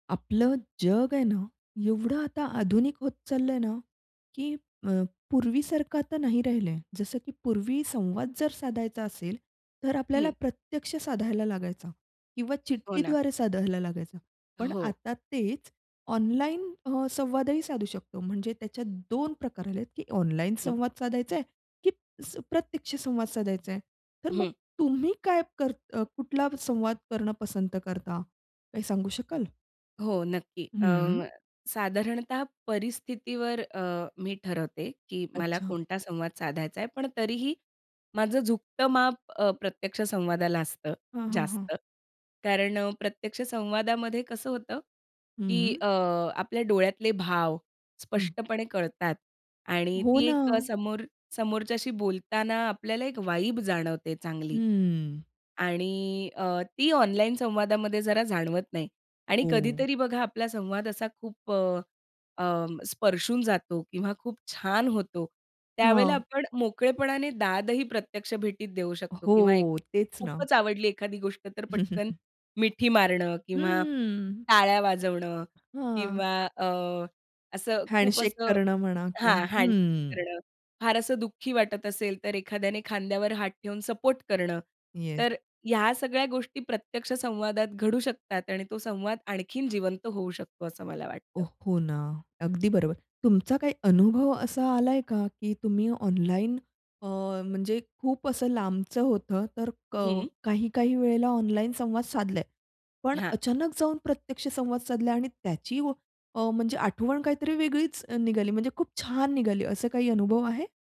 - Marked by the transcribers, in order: tapping; other background noise; in English: "वाईब"; chuckle; unintelligible speech
- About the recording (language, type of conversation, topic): Marathi, podcast, ऑनलाइन आणि प्रत्यक्ष संवाद यात तुम्हाला काय अधिक पसंत आहे?